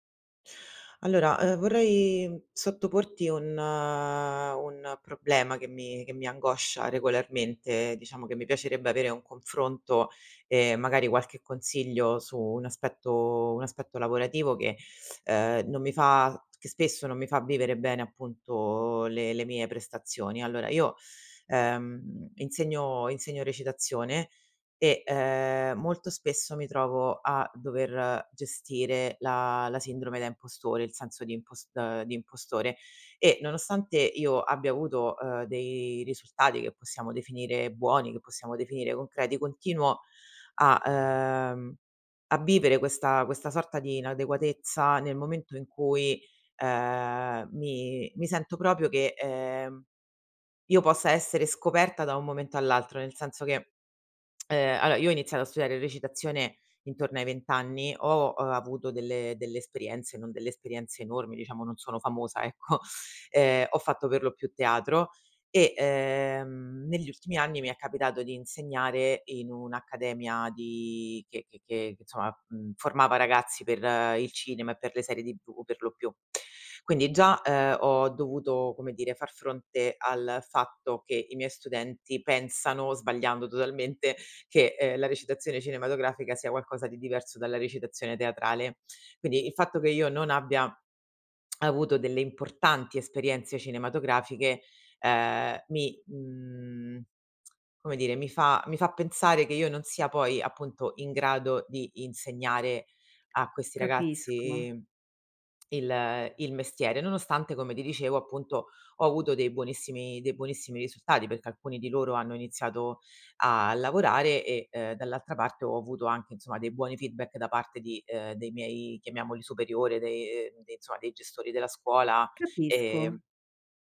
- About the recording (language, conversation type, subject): Italian, advice, Perché mi sento un impostore al lavoro nonostante i risultati concreti?
- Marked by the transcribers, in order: "proprio" said as "propio"; lip smack; "allora" said as "aloa"; laughing while speaking: "ecco"; "insomma" said as "insoma"; lip smack; lip smack; lip smack; tapping; in English: "feedback"; "insomma" said as "insoma"